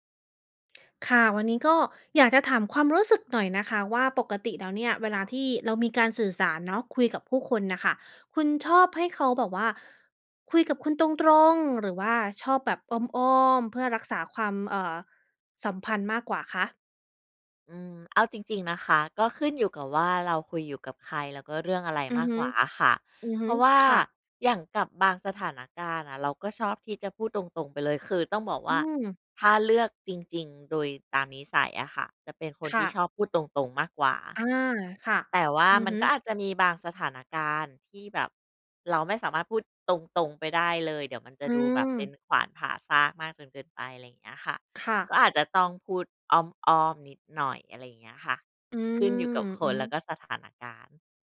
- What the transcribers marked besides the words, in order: none
- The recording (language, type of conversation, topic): Thai, podcast, เวลาถูกให้ข้อสังเกต คุณชอบให้คนพูดตรงๆ หรือพูดอ้อมๆ มากกว่ากัน?